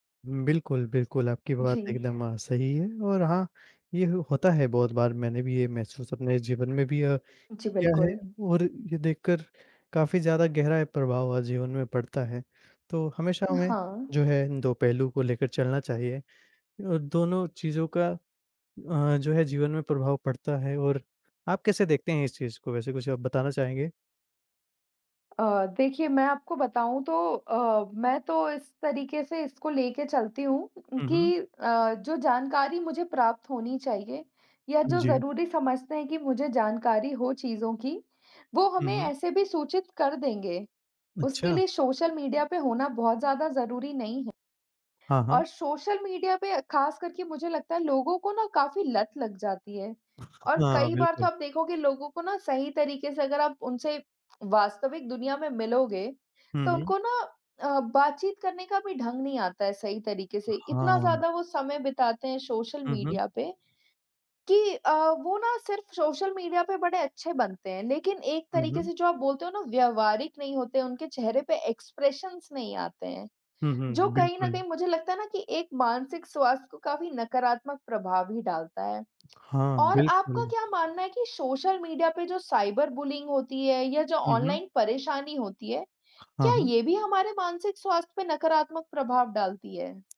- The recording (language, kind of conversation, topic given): Hindi, unstructured, क्या सोशल मीडिया का आपकी मानसिक सेहत पर असर पड़ता है?
- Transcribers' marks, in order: other background noise; tapping; in English: "एक्सप्रेशंस"; in English: "साइबर बुलींग"